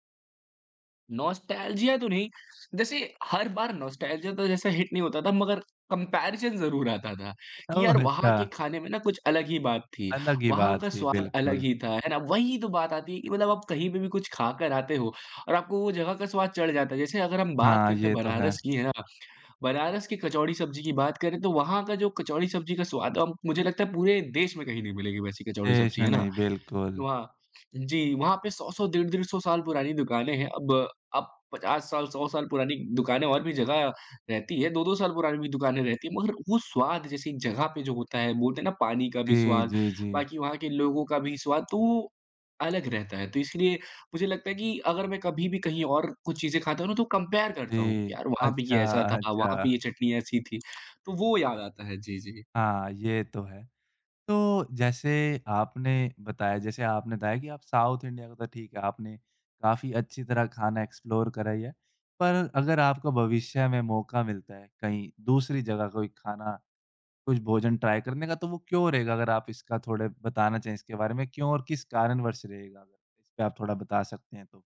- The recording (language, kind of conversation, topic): Hindi, podcast, किस यात्रा का खाना आज तक आपको सबसे ज़्यादा याद है?
- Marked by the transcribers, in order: in English: "नॉस्टेल्जिया"; in English: "नॉस्टेल्जिया"; in English: "हिट"; in English: "कम्पैरिज़न"; tapping; in English: "कंपेयर"; in English: "साउथ इंडिया"; in English: "एक्सप्लोर"; in English: "ट्राई"